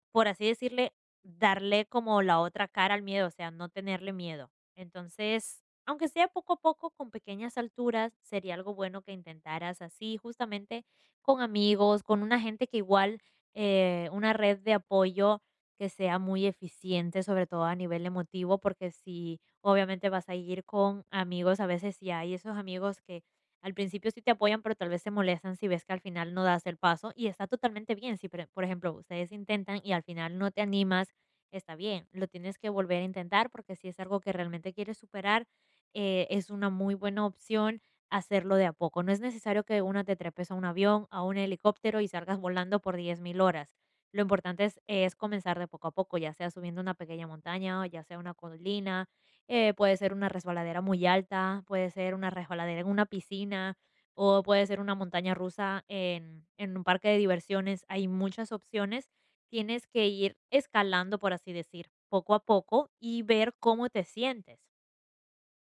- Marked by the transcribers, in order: none
- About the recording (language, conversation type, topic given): Spanish, advice, ¿Cómo puedo superar el miedo y la inseguridad al probar cosas nuevas?